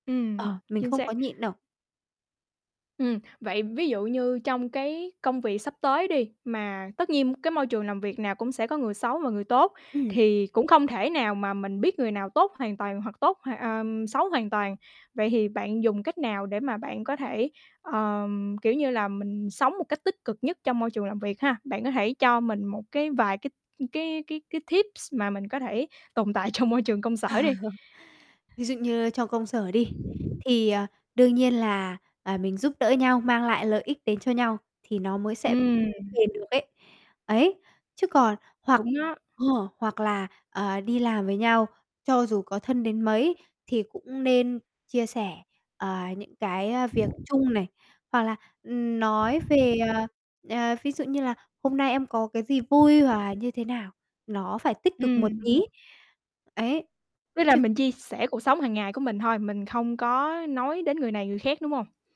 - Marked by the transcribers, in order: tapping; other background noise; distorted speech; static; laughing while speaking: "trong môi"; chuckle; wind; unintelligible speech
- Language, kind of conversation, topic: Vietnamese, podcast, Bạn có thể kể cho mình nghe một bài học lớn mà bạn đã học được trong đời không?